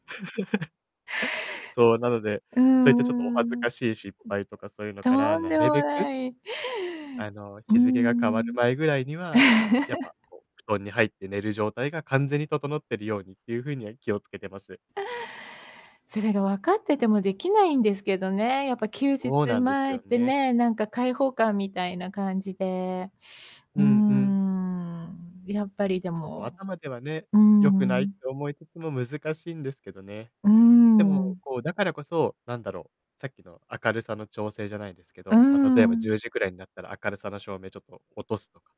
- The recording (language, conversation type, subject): Japanese, podcast, 睡眠の質を上げるには、どんな工夫が効果的だと思いますか？
- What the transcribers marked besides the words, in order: laugh; distorted speech; laugh; tapping